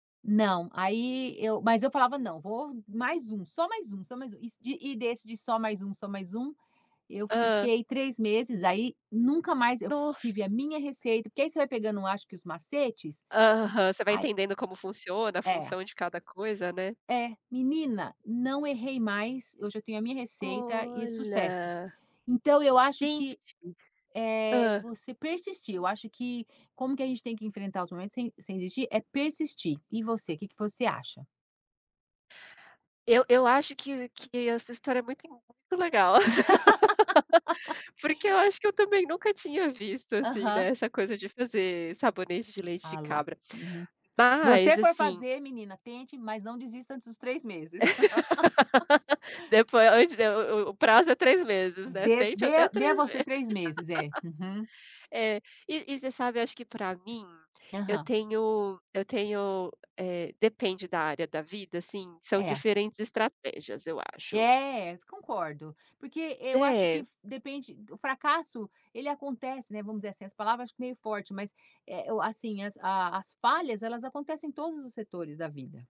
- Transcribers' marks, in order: other background noise; drawn out: "Olha"; unintelligible speech; laugh; laugh; laugh
- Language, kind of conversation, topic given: Portuguese, unstructured, Como enfrentar momentos de fracasso sem desistir?